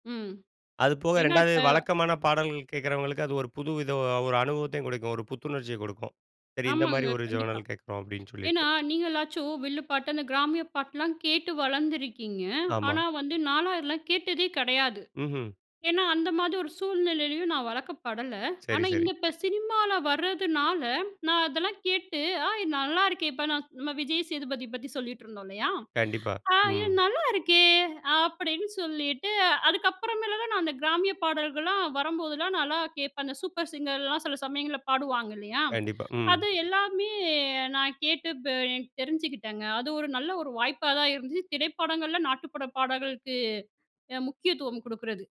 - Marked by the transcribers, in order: in English: "ஜர்னல்"; other noise; sad: "ஏன்னா நீங்களாச்சும் வில்லு பாட்டு அந்த … சூழ்நிலையிலேயும் நான் வளக்கப்படல"
- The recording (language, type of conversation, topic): Tamil, podcast, திரைப்படப் பாடல்களா அல்லது நாட்டுப்புற/வீட்டுச்சூழல் பாடல்களா—எது உங்களுக்கு அதிகம் பிடிக்கும் என்று நினைக்கிறீர்கள்?